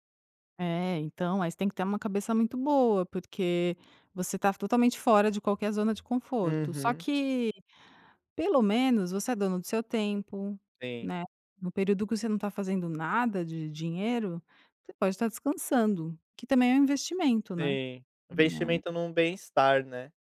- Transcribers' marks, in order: none
- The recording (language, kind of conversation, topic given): Portuguese, podcast, Como você se convence a sair da zona de conforto?